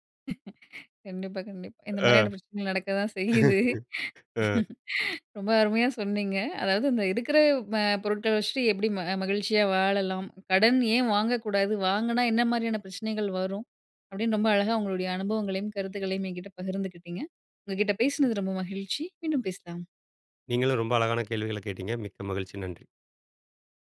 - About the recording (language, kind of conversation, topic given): Tamil, podcast, வறுமையைப் போல அல்லாமல் குறைவான உடைமைகளுடன் மகிழ்ச்சியாக வாழ்வது எப்படி?
- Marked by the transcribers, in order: chuckle; laugh; chuckle